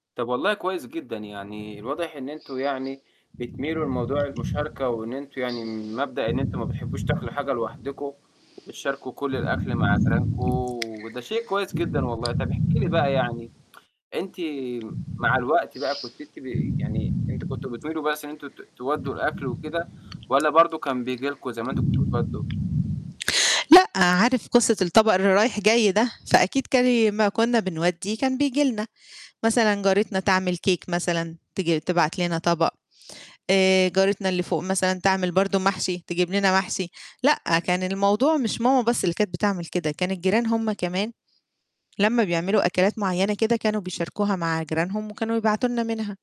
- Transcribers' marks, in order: tsk; in English: "cake"
- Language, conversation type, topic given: Arabic, podcast, ليش بنحب نشارك الأكل مع الجيران؟